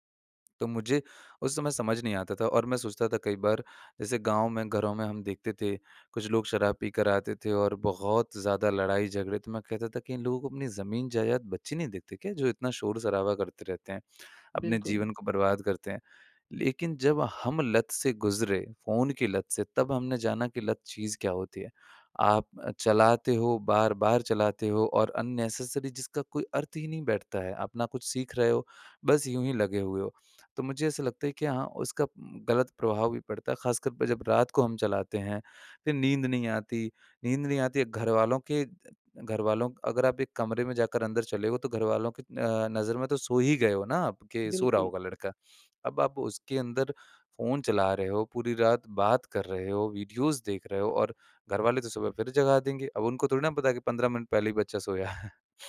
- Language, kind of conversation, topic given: Hindi, podcast, रात में फोन इस्तेमाल करने से आपकी नींद और मूड पर क्या असर पड़ता है?
- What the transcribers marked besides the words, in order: in English: "अननेसेसरी"; in English: "वीडियोज़"; laughing while speaking: "है"